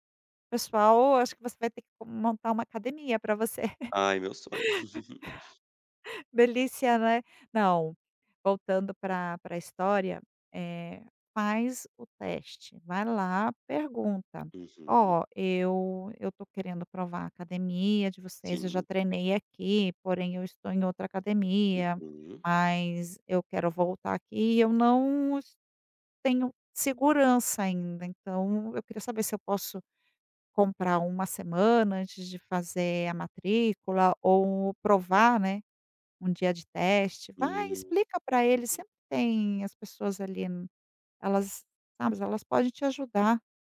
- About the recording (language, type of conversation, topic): Portuguese, advice, Como posso lidar com a falta de um parceiro ou grupo de treino, a sensação de solidão e a dificuldade de me manter responsável?
- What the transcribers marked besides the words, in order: chuckle; other background noise; tapping